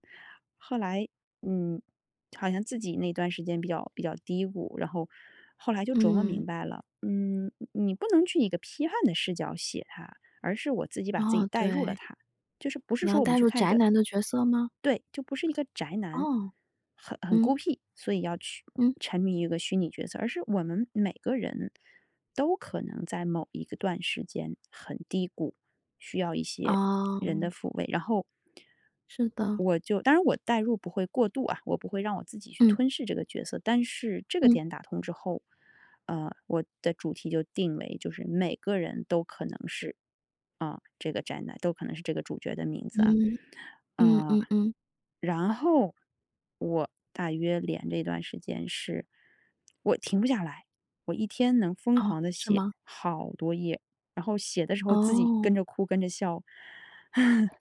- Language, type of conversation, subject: Chinese, podcast, 你如何知道自己进入了心流？
- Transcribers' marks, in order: other background noise; laugh